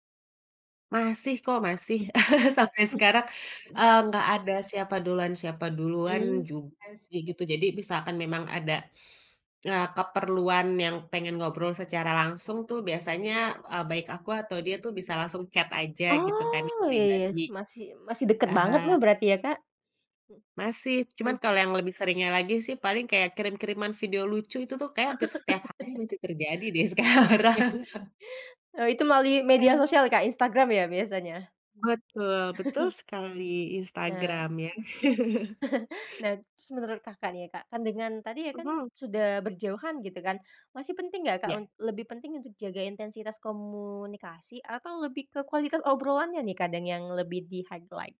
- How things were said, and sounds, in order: laugh; in English: "chat"; laughing while speaking: "sekarang"; laugh; in English: "highlight?"
- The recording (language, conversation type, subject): Indonesian, podcast, Bagaimana cara kamu menjaga persahabatan jarak jauh agar tetap terasa dekat?